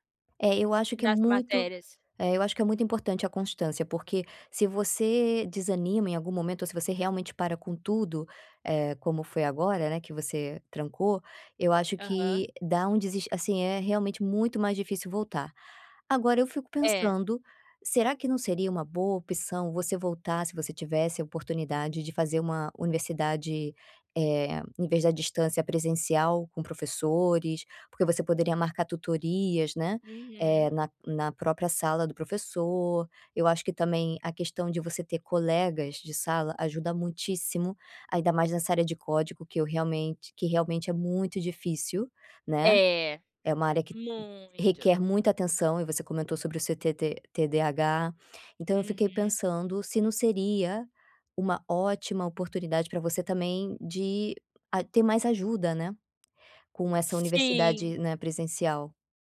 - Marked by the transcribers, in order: tapping
- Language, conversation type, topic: Portuguese, advice, Como posso retomar projetos que deixei incompletos?